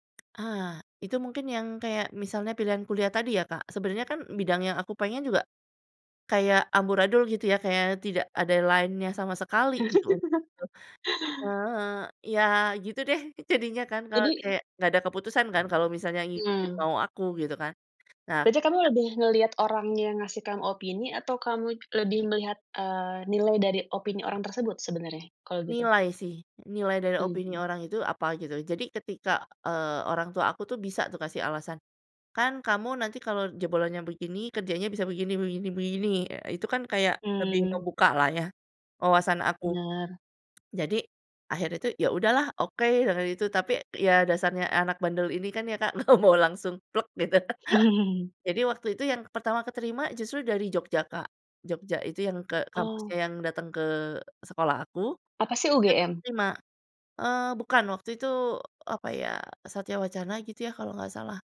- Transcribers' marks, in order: tapping; in English: "line-nya"; laugh; lip smack; chuckle
- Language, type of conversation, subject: Indonesian, podcast, Seberapa penting opini orang lain saat kamu galau memilih?